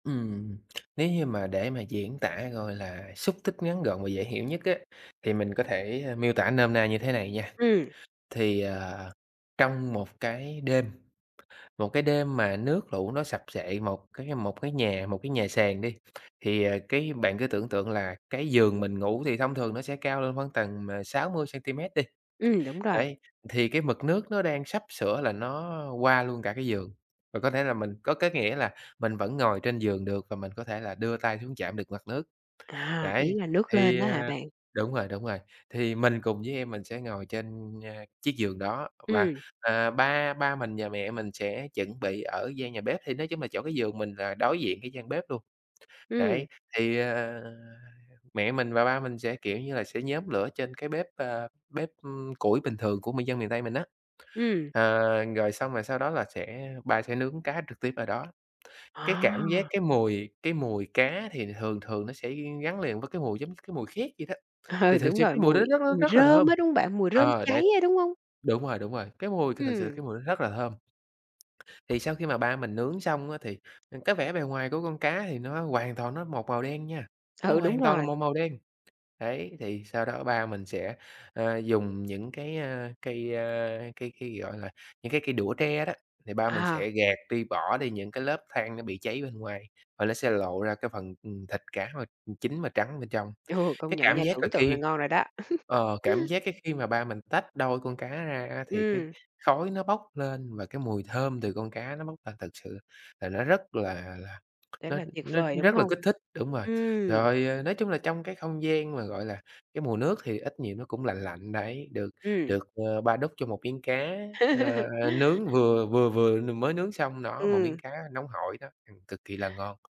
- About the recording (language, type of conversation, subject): Vietnamese, podcast, Món ăn quê hương nào gắn liền với ký ức của bạn?
- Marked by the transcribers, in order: tsk; tapping; other background noise; laughing while speaking: "Ờ"; laughing while speaking: "Ừ"; laugh; laugh